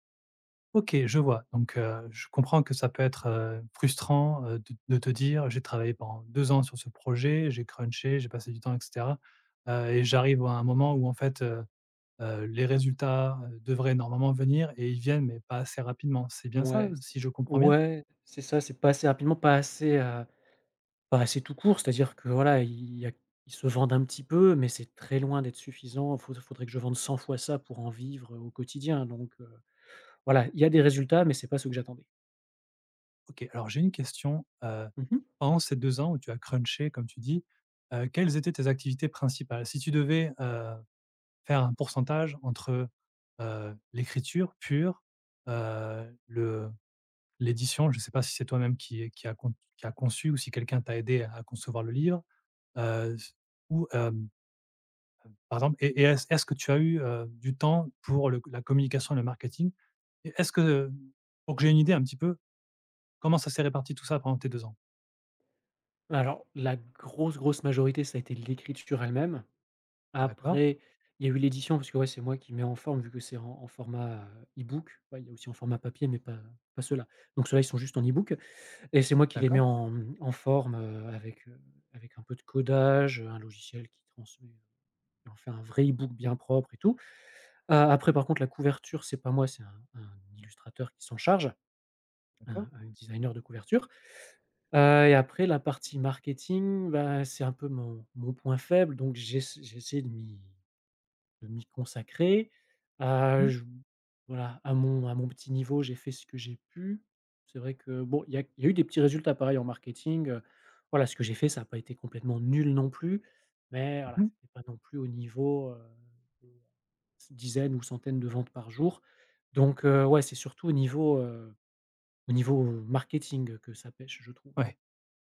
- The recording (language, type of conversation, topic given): French, advice, Comment surmonter le doute après un échec artistique et retrouver la confiance pour recommencer à créer ?
- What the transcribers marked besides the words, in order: tapping